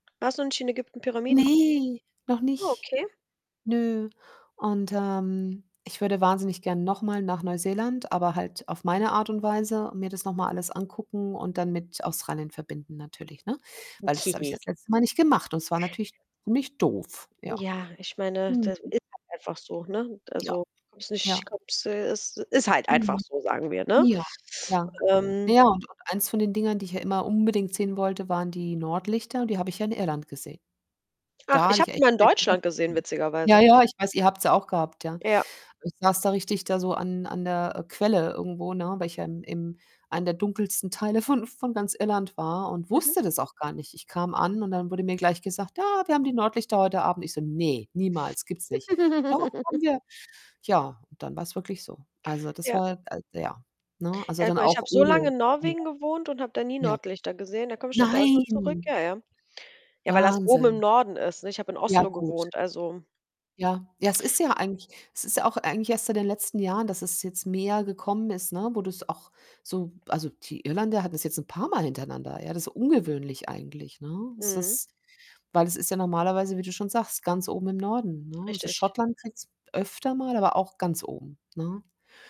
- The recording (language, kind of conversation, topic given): German, unstructured, Welche Reiseziele stehen ganz oben auf deiner Wunschliste und warum?
- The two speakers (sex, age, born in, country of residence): female, 30-34, Italy, Germany; female, 50-54, Germany, Germany
- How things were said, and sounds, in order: distorted speech; other background noise; unintelligible speech; unintelligible speech; unintelligible speech; laughing while speaking: "von"; giggle; unintelligible speech; drawn out: "Nein"